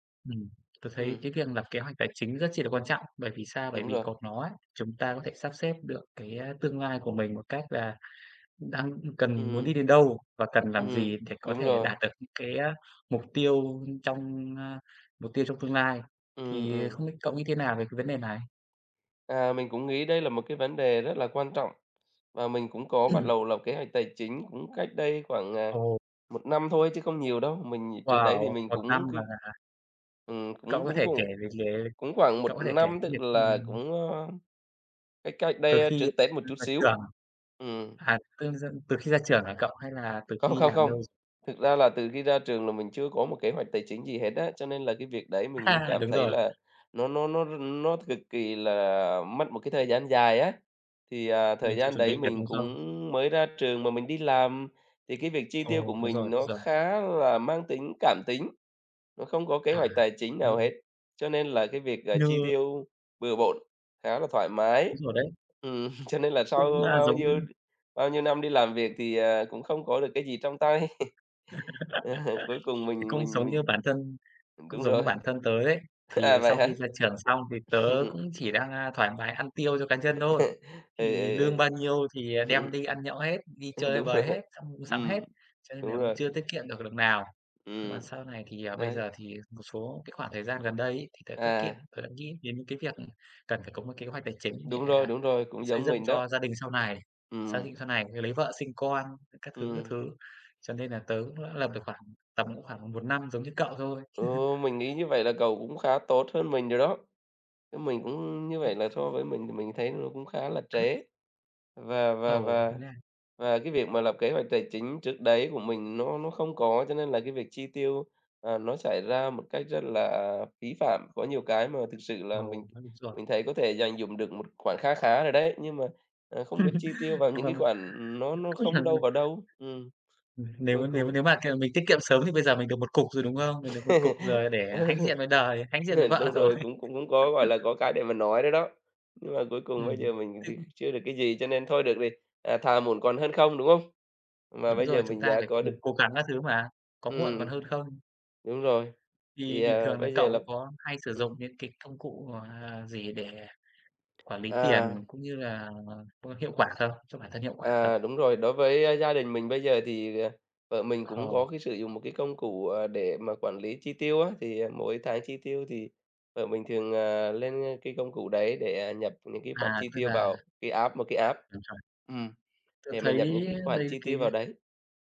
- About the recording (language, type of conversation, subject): Vietnamese, unstructured, Bạn có kế hoạch tài chính cho tương lai không?
- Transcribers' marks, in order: tapping; throat clearing; unintelligible speech; laugh; other background noise; laughing while speaking: "Ừm"; laugh; chuckle; laughing while speaking: "Ờ"; laughing while speaking: "À"; laugh; chuckle; laughing while speaking: "ừm. Ừm, đúng rồi"; laugh; throat clearing; laugh; unintelligible speech; laugh; laughing while speaking: "Ừ"; laughing while speaking: "rồi"; laugh; in English: "app"; in English: "app"